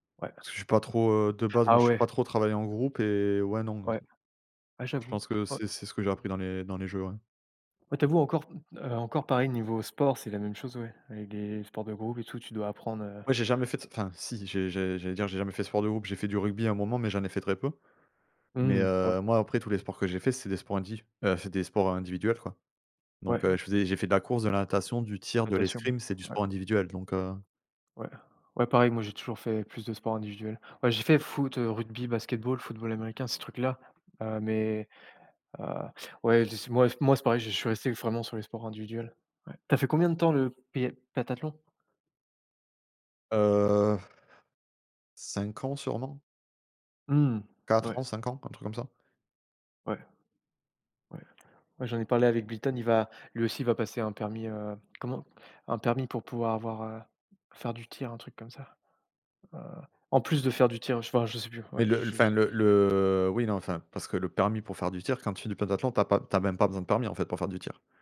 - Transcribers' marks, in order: blowing; blowing
- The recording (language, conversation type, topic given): French, unstructured, Quels effets les jeux vidéo ont-ils sur votre temps libre ?